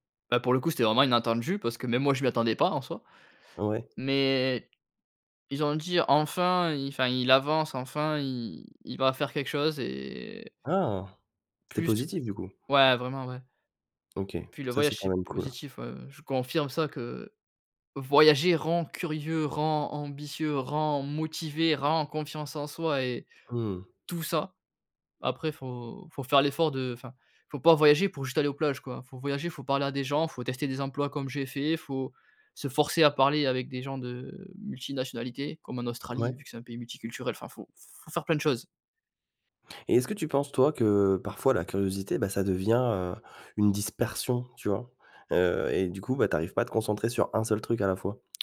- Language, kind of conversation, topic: French, podcast, Comment cultives-tu ta curiosité au quotidien ?
- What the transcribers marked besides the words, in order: stressed: "dispersion"; stressed: "un"